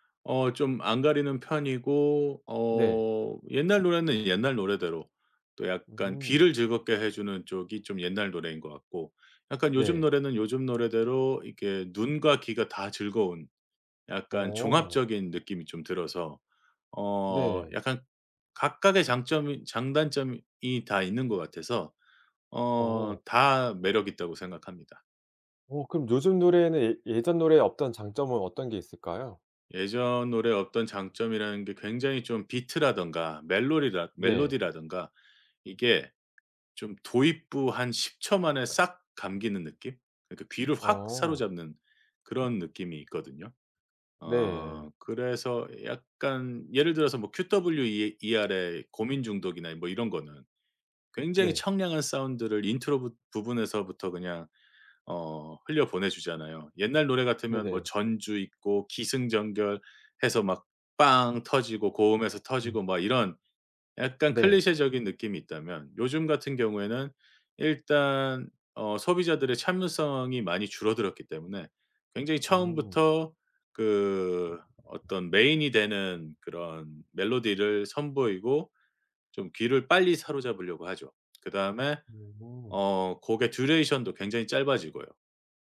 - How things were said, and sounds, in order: other background noise; tapping; in English: "듀레이션도"
- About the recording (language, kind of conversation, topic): Korean, podcast, 계절마다 떠오르는 노래가 있으신가요?